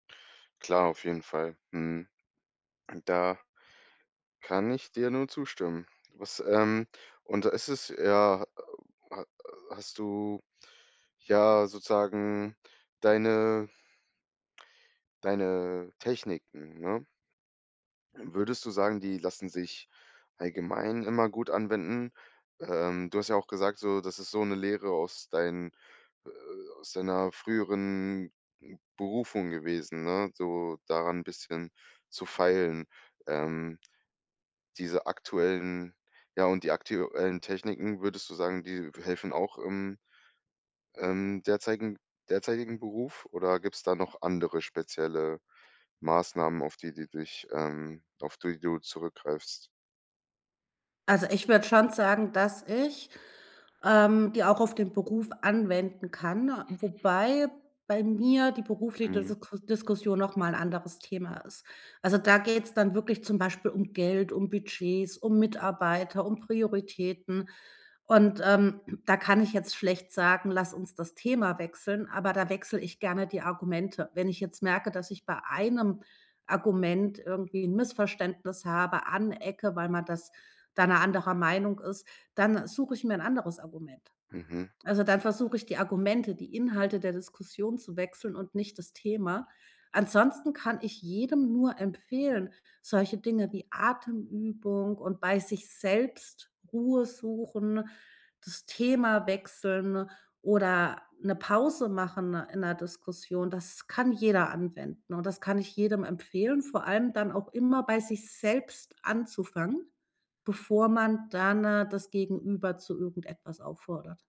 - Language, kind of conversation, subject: German, podcast, Wie bleibst du ruhig, wenn Diskussionen hitzig werden?
- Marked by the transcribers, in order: throat clearing